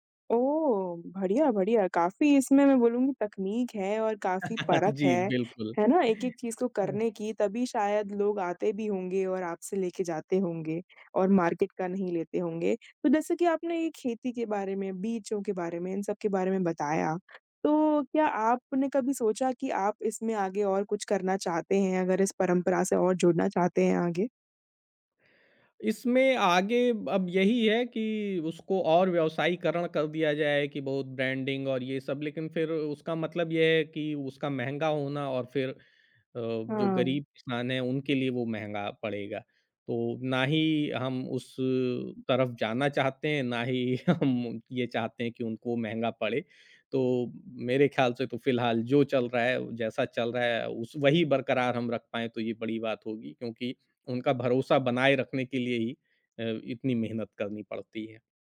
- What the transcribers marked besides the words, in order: other background noise; laugh; tapping; in English: "मार्केट"; in English: "ब्रांडिंग"; laughing while speaking: "हम"
- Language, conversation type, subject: Hindi, podcast, आपके परिवार की सबसे यादगार परंपरा कौन-सी है?